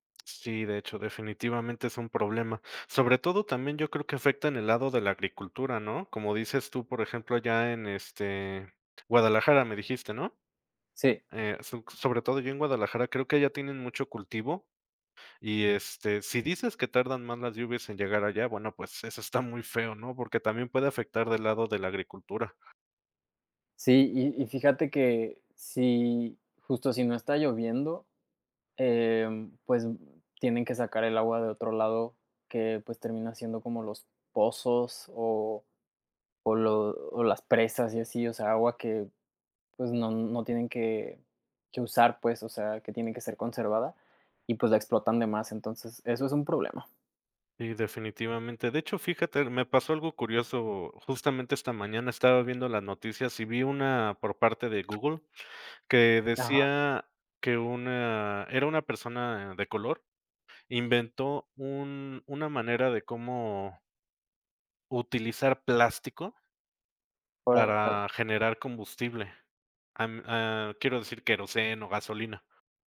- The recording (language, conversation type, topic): Spanish, unstructured, ¿Por qué crees que es importante cuidar el medio ambiente?
- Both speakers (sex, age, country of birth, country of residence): male, 25-29, Mexico, Mexico; male, 35-39, Mexico, Mexico
- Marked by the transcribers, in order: other background noise; tapping